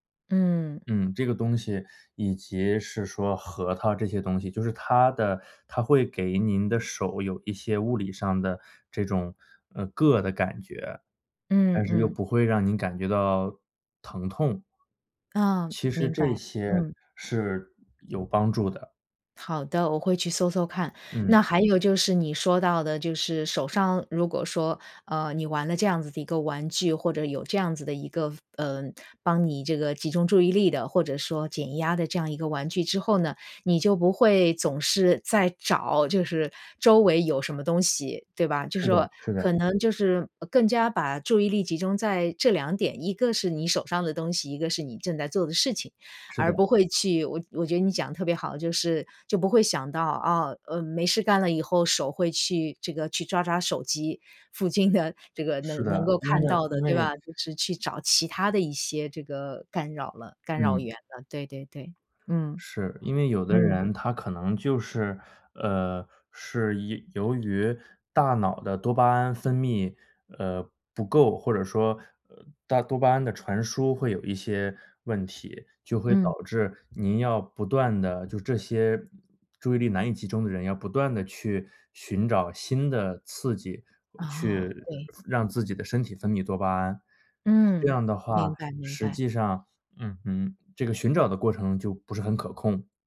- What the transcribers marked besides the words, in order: laughing while speaking: "的"; other background noise
- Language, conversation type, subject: Chinese, advice, 开会或学习时我经常走神，怎么才能更专注？